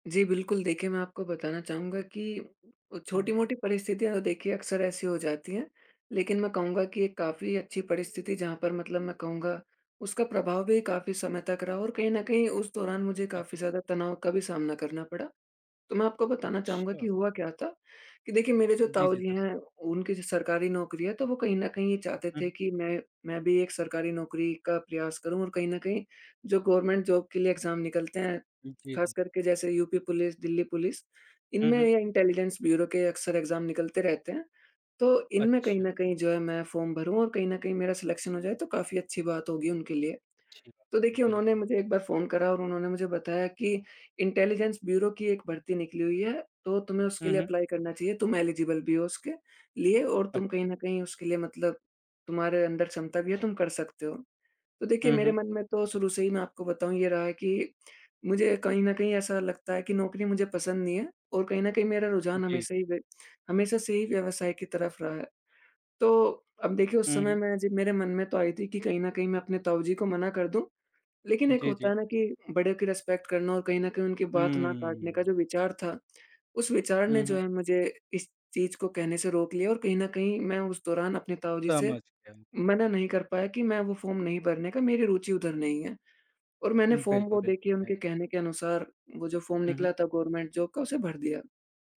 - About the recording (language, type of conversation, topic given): Hindi, podcast, क्या आपको कभी “ना” कहने में दिक्कत महसूस हुई है?
- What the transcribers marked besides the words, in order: in English: "गवर्नमेंट जॉब"; in English: "एग्ज़ाम"; in English: "फ़ॉर्म"; in English: "सिलेक्शन"; unintelligible speech; in English: "एप्लाई"; in English: "एलिजिबल"; in English: "रिस्पेक्ट"; in English: "फ़ॉर्म"; in English: "फॉर्म"; unintelligible speech; in English: "फ़ॉर्म"; in English: "गवर्नमेंट जॉब"